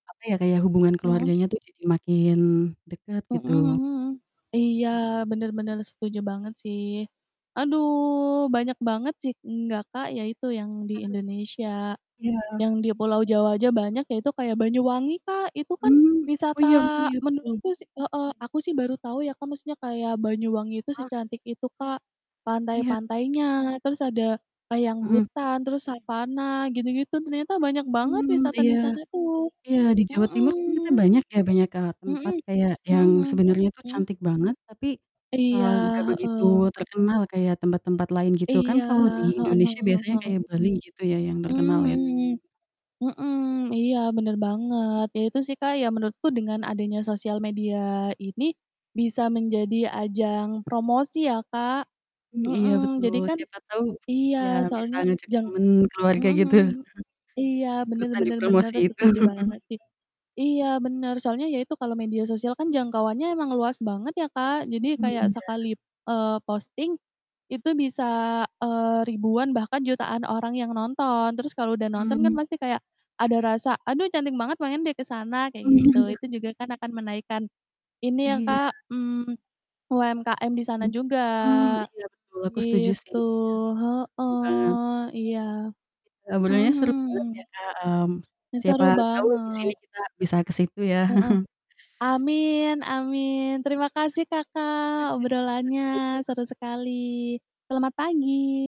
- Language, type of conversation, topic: Indonesian, unstructured, Tempat impian apa yang ingin kamu kunjungi suatu hari nanti?
- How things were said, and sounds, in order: unintelligible speech; other background noise; distorted speech; chuckle; chuckle; laughing while speaking: "Iya"; chuckle